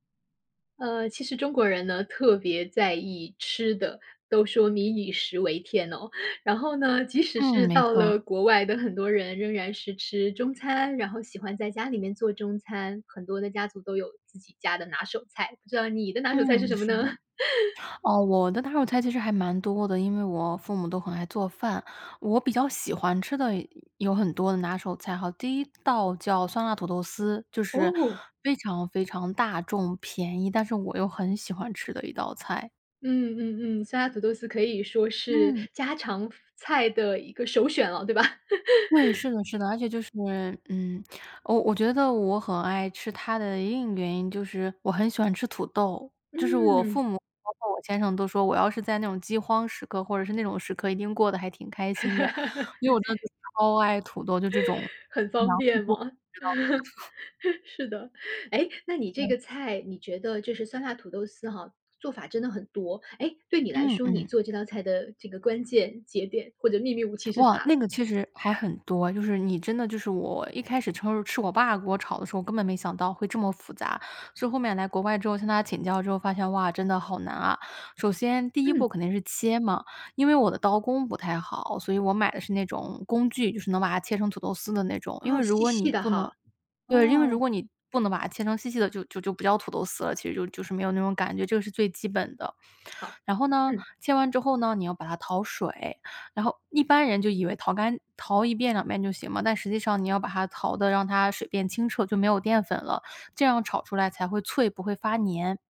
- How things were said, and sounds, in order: laugh; laugh; laugh; laugh; laugh; chuckle; laugh; other background noise
- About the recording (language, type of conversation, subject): Chinese, podcast, 家里传下来的拿手菜是什么？